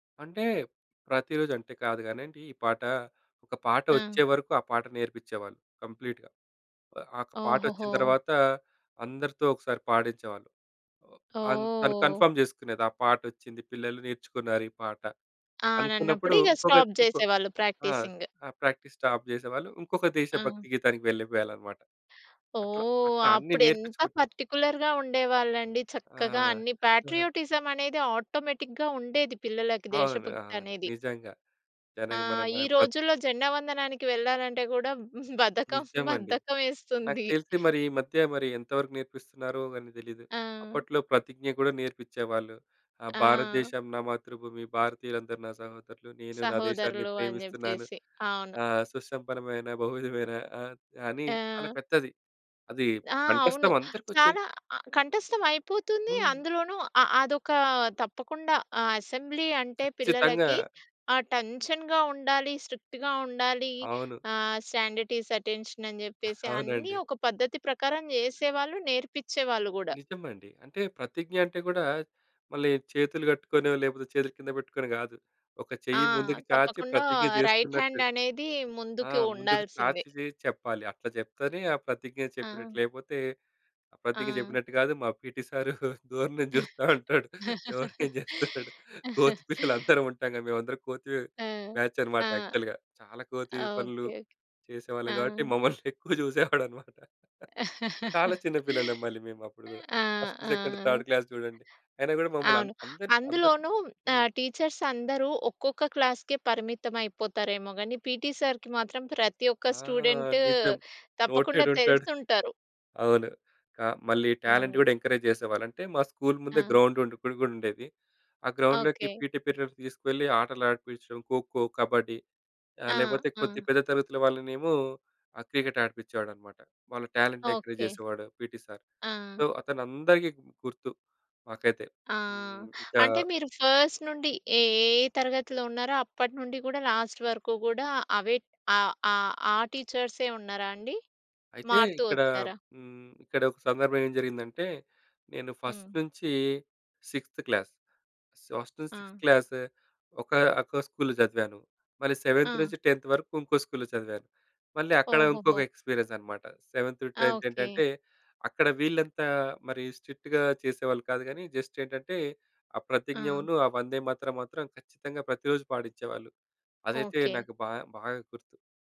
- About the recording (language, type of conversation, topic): Telugu, podcast, మీకు చిన్ననాటి సంగీత జ్ఞాపకాలు ఏవైనా ఉన్నాయా?
- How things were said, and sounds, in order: in English: "కంప్లీట్‌గా"; in English: "కన్ఫర్మ్"; drawn out: "ఓహ్!"; in English: "స్టాప్"; in English: "ప్రాక్టీస్ స్టాప్"; in English: "ప్రాక్టీసింగ్"; in English: "పార్టిక్యులర్‌గా"; in English: "పేట్రియోటిజం"; chuckle; in English: "ఆటోమేటిక్‌గా"; laughing while speaking: "బద్ధకం, బద్ధకం వేస్తుంది"; in English: "అసెంబ్లీ"; in English: "టెన్షన్‌గ"; in English: "స్ట్రిక్ట్‌గా"; in English: "స్టాండ్‌టీజ్, అటెన్షన్"; laughing while speaking: "అవునండి"; in English: "రైట్ హాండ్"; laughing while speaking: "దూరం నుంచి చూస్తా ఉంటాడు. ఎవరు … ఉంటాం కదా! మేమందరం"; laugh; in English: "బ్యాచ్"; in English: "యాక్చువల్‌గా"; laughing while speaking: "మమ్మల్ని ఎక్కువ చూసేవాడు అన్నమాట. చాలా చిన్న పిల్లలం మళ్ళీ మేము అప్పుడు కూడా"; chuckle; in English: "ఫస్ట్, సెకండ్, థర్డ్ క్లాస్"; in English: "టీచర్స్"; in English: "క్లాస్‌కే"; drawn out: "ఆ!"; in English: "నోటేడ్"; in English: "టాలెంట్"; in English: "ఎంకరేజ్"; in English: "స్కూల్"; in English: "గ్రౌండ్"; in English: "గ్రౌండ్‌లోకి పీటీ పీరియడ్"; in English: "టాలెంట్‌ని ఎంకరేజ్"; in English: "పీటీ సర్. సో"; in English: "ఫస్ట్"; in English: "లాస్ట్"; in English: "టీచర్సే"; in English: "ఫస్ట్"; in English: "సిక్స్‌త్ క్లాస్, ఫస్ట్"; in English: "సిక్స్‌త్ క్లాస్"; in English: "స్కూల్‌లో"; in English: "సెవెంత్"; in English: "టెన్త్"; in English: "స్కూల్‌లో"; in English: "ఎక్స్‌పీరియన్స్"; in English: "సెవెంత్ టూ టెన్త్"; in English: "స్ట్రిక్ట్‌గా"; in English: "జస్ట్"